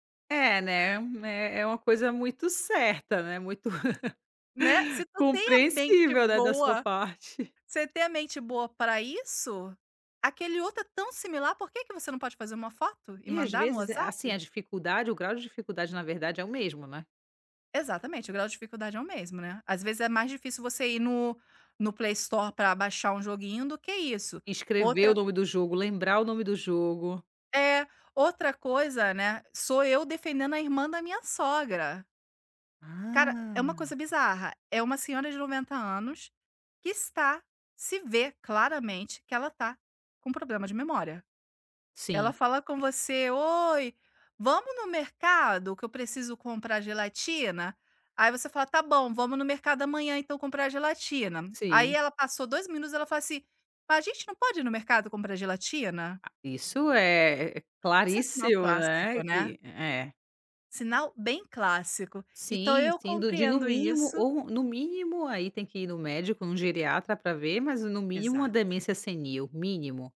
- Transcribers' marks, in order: laugh; other background noise; chuckle
- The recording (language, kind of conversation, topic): Portuguese, advice, Como lidar com a pressão para concordar com a família em decisões importantes?